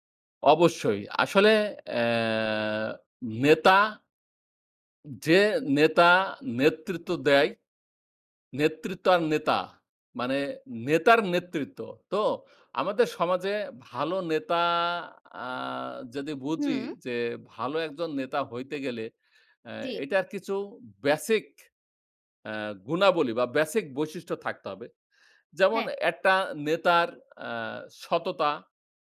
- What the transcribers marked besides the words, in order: none
- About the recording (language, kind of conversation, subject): Bengali, unstructured, আপনার মতে ভালো নেতৃত্বের গুণগুলো কী কী?